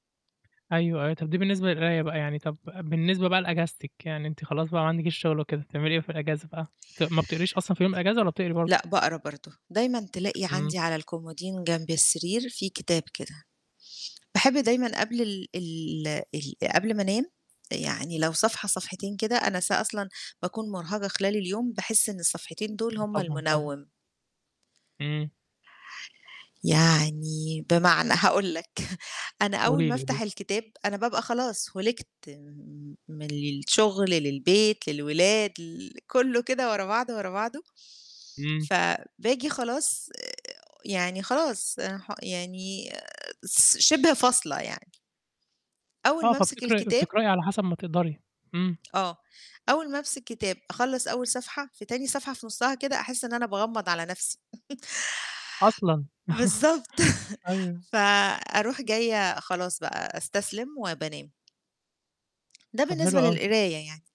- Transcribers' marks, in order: static; in Italian: "الكومودين"; chuckle; tapping; chuckle; laughing while speaking: "بالضبط"; chuckle
- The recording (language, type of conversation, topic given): Arabic, podcast, إزاي بتوازن بين شغلك وهواياتك؟